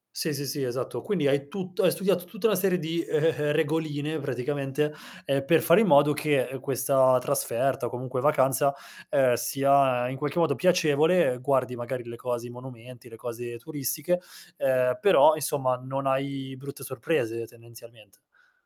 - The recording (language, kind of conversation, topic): Italian, podcast, Come fai a mantenerti al sicuro quando viaggi da solo?
- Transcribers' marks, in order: static; tapping; "turistiche" said as "turissiche"